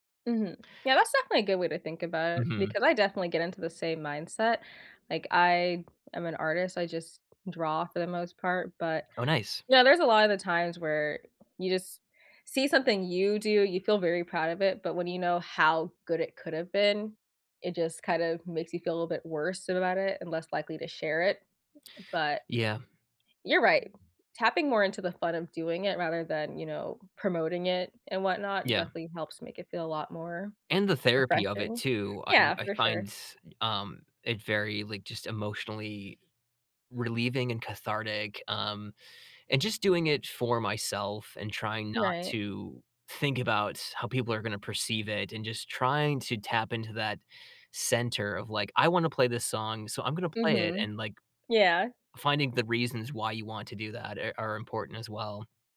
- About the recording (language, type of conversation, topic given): English, unstructured, What small daily ritual should I adopt to feel like myself?
- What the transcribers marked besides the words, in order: tapping; stressed: "how"